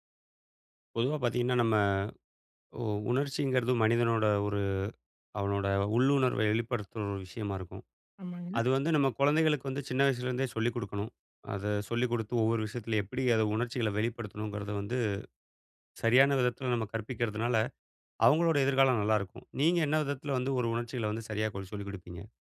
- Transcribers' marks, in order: none
- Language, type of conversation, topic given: Tamil, podcast, குழந்தைகளுக்கு உணர்ச்சிகளைப் பற்றி எப்படி விளக்குவீர்கள்?